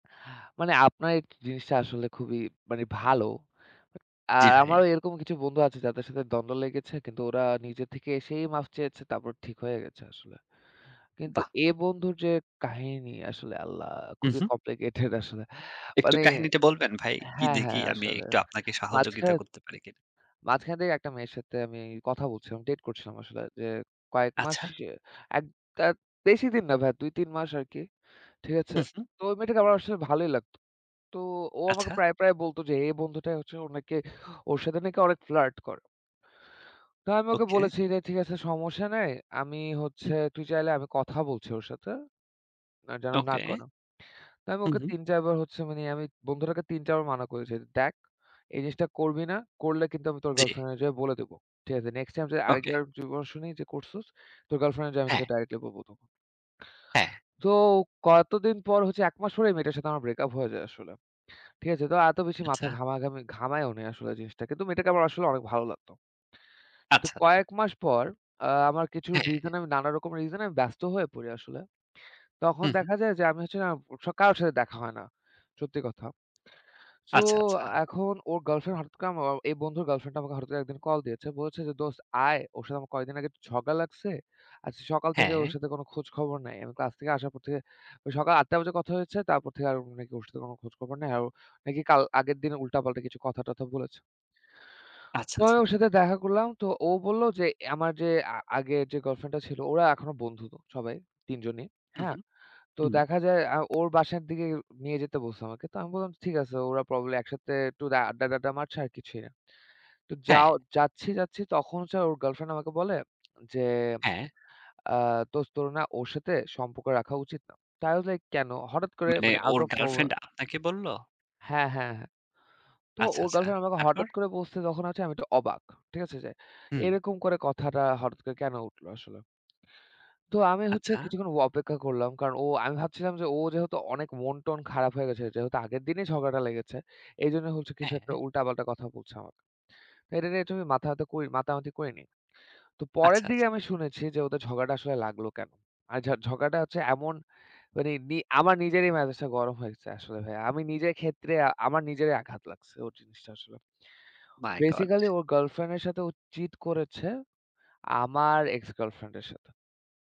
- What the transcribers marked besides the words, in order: in English: "কমপ্লিকেটেড"; other background noise; "যদি" said as "যু"; unintelligible speech; in English: "i was like"; in English: "out of nowhere"; lip smack; lip smack; in English: "মাই গড!"
- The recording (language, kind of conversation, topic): Bengali, unstructured, কোনো প্রিয়জনের সঙ্গে দ্বন্দ্ব হলে আপনি প্রথমে কী করেন?